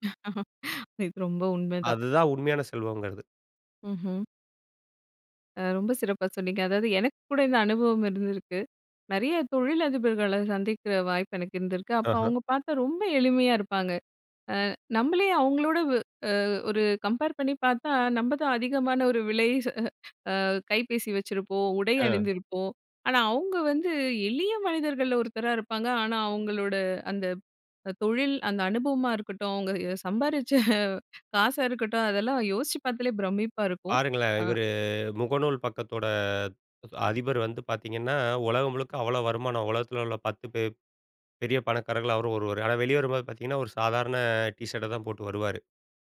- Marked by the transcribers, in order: chuckle; in English: "கம்பேர்"; chuckle; chuckle; drawn out: "இவரு"; drawn out: "பக்கத்தோட"; in English: "டீஷர்ட்ட"
- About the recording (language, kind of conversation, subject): Tamil, podcast, பணத்தை இன்றே செலவிடலாமா, சேமிக்கலாமா என்று நீங்கள் எப்படி முடிவு செய்கிறீர்கள்?